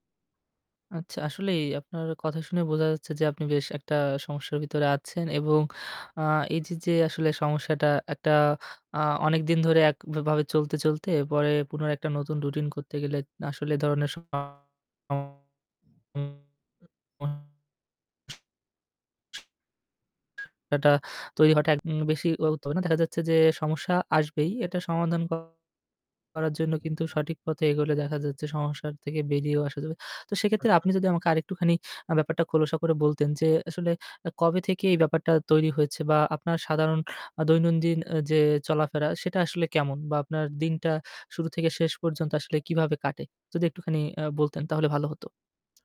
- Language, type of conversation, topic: Bengali, advice, আপনার রুটিন শুরু করা বা বজায় রাখা আপনার জন্য কেন কঠিন হয়ে যাচ্ছে?
- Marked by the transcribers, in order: static; distorted speech; unintelligible speech; tapping